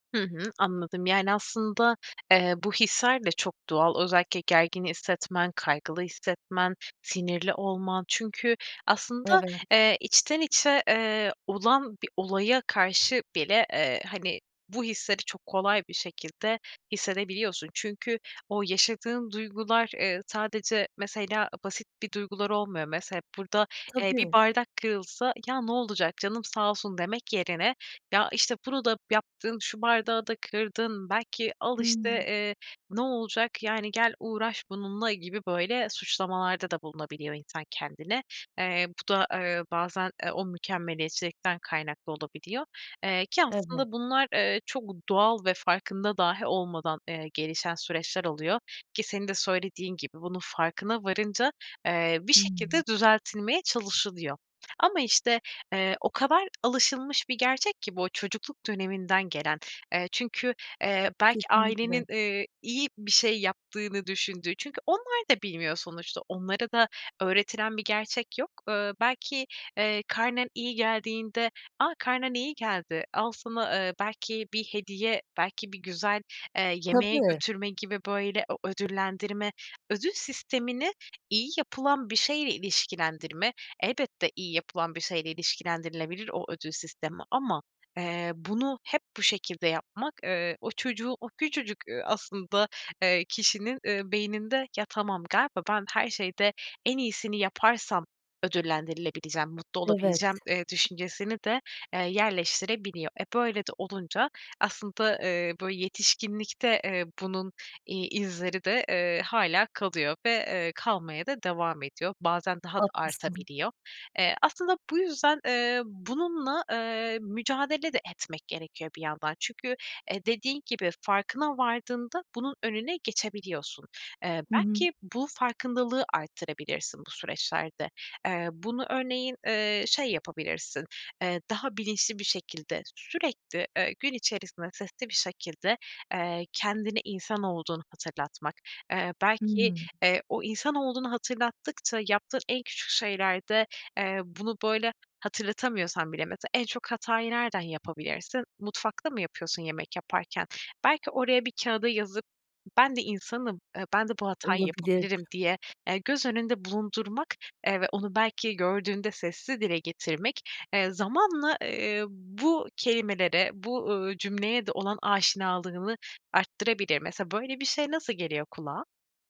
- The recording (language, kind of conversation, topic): Turkish, advice, Mükemmeliyetçilik yüzünden ertelemeyi ve bununla birlikte gelen suçluluk duygusunu nasıl yaşıyorsunuz?
- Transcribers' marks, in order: other background noise